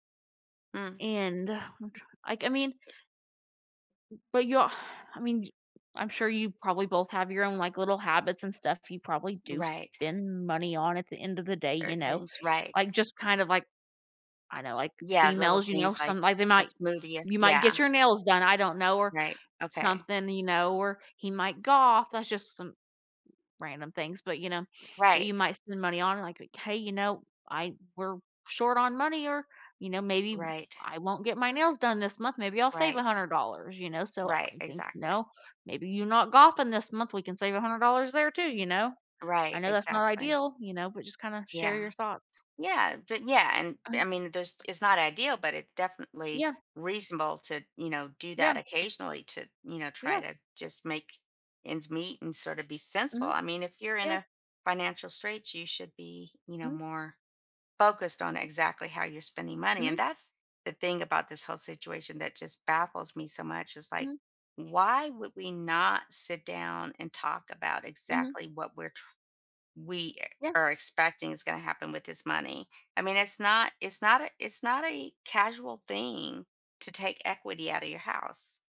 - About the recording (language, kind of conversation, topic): English, advice, How do I set healthier boundaries?
- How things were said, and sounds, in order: sigh; other background noise